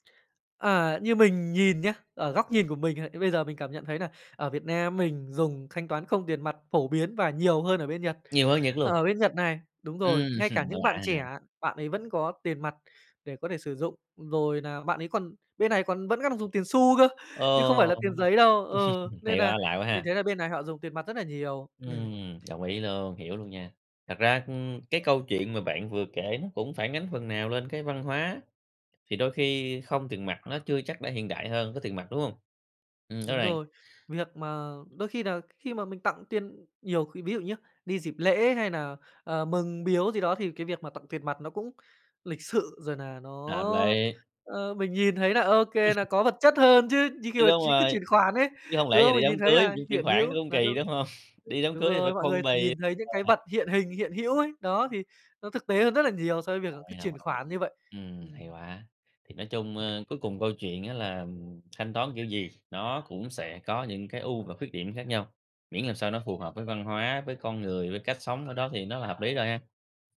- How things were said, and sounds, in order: laughing while speaking: "hưm"; laugh; tapping; other background noise; chuckle; sniff; unintelligible speech
- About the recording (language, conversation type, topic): Vietnamese, podcast, Thanh toán không tiền mặt ở Việt Nam hiện nay tiện hơn hay gây phiền toái hơn, bạn nghĩ sao?